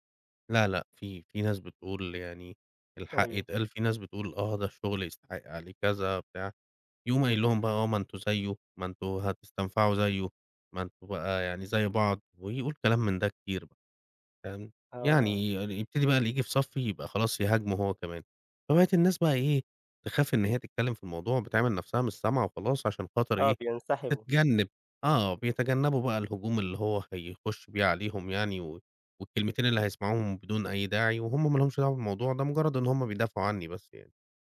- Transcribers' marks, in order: none
- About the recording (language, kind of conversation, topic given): Arabic, advice, إزاي تتعامل لما ناقد أو زميل ينتقد شغلك الإبداعي بعنف؟